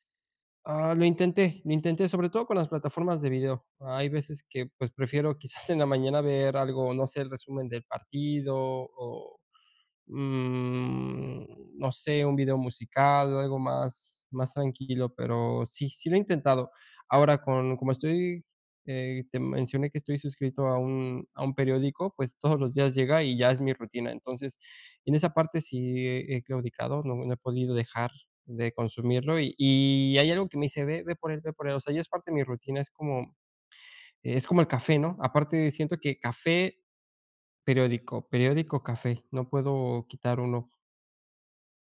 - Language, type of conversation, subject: Spanish, advice, ¿Cómo puedo manejar la sobrecarga de información de noticias y redes sociales?
- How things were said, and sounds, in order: drawn out: "mm"